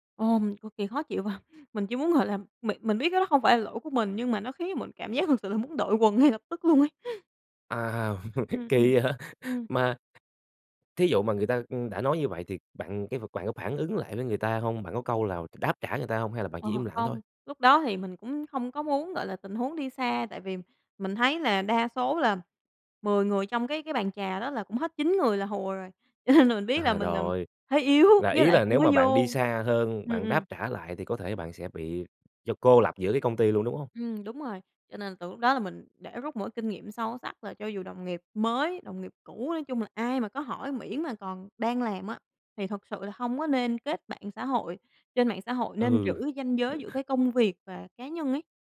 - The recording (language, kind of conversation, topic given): Vietnamese, podcast, Bạn thiết lập ranh giới cá nhân trong công việc như thế nào?
- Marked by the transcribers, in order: tapping; laughing while speaking: "và"; laughing while speaking: "ngay lập tức luôn ấy"; laugh; laughing while speaking: "À, kỳ vậy?"; laughing while speaking: "Ờ"; laughing while speaking: "cho nên"; laughing while speaking: "yếu"; laugh